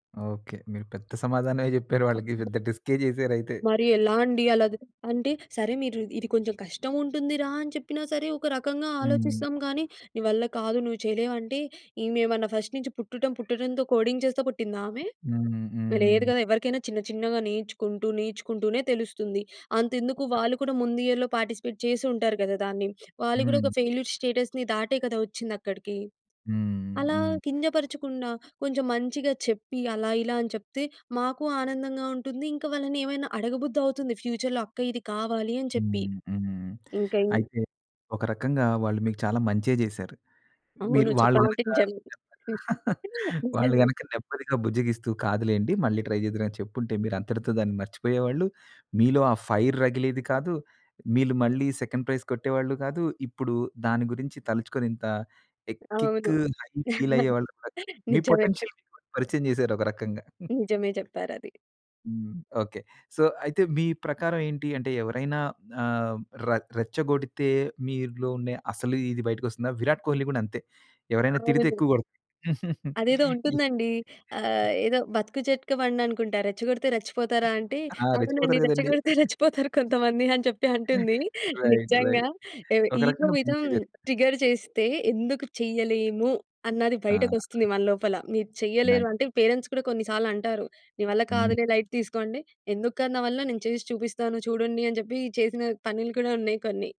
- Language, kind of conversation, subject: Telugu, podcast, ఒకసారి విఫలమైన తర్వాత మీరు మళ్లీ ప్రయత్నించి సాధించిన అనుభవాన్ని చెప్పగలరా?
- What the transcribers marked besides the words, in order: other background noise; other noise; in English: "ఫస్ట్"; in English: "కోడింగ్"; in English: "పార్టిసిపేట్"; in English: "ఫెయిల్యూర్స్ స్టేటస్‌ని"; in English: "ఫ్యూచర్‌లో"; chuckle; in English: "ట్రై"; in English: "ఫైర్"; in English: "సెకండ్ ప్రైజ్"; chuckle; in English: "కిక్ హై ఫీల్"; in English: "పొటెన్షియల్"; chuckle; tapping; in English: "సో"; chuckle; laughing while speaking: "రెచ్చిపోతారు కొంతమంది అని చెప్పి అంటుంది"; chuckle; in English: "రైట్ రైట్"; in English: "ఇగో"; in English: "ట్రిగ్గర్"; in English: "పేరెంట్స్"; in English: "లైట్"